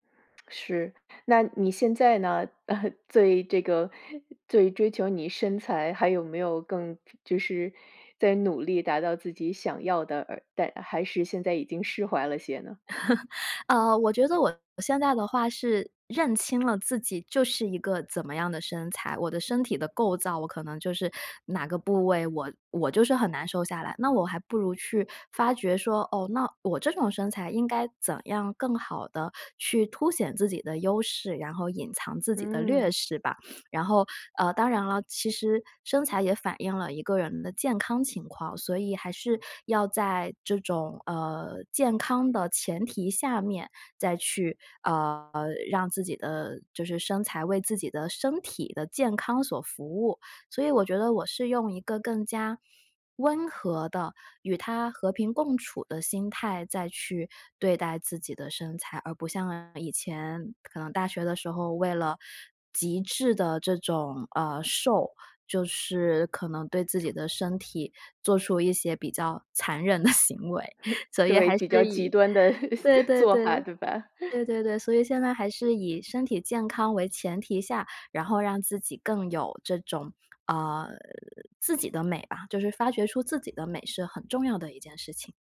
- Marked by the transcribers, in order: laugh; laugh; "劣势" said as "略势"; laughing while speaking: "残忍的行为。所以还是以"; chuckle; laughing while speaking: "的做法，对吧？"
- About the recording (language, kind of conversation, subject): Chinese, podcast, 你通常会如何应对完美主义带来的阻碍？